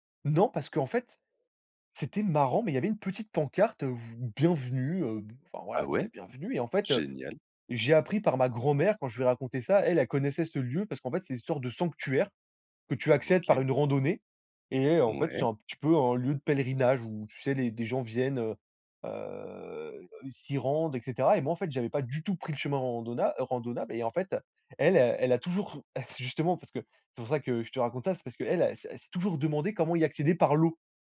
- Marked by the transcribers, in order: stressed: "marrant"; drawn out: "heu"
- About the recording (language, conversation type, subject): French, podcast, Peux-tu nous raconter une de tes aventures en solo ?